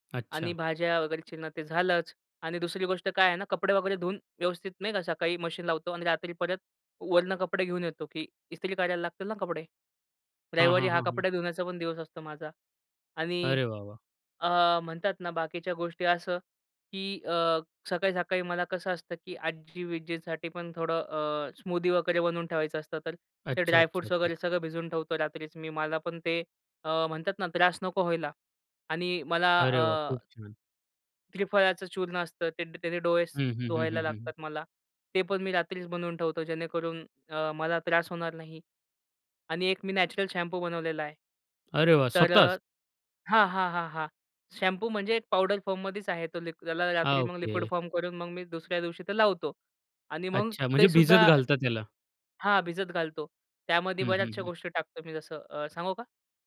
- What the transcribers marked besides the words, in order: in English: "स्मूदी"; surprised: "अरे वाह! स्वतःच?"
- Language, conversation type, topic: Marathi, podcast, पुढच्या दिवसासाठी रात्री तुम्ही काय तयारी करता?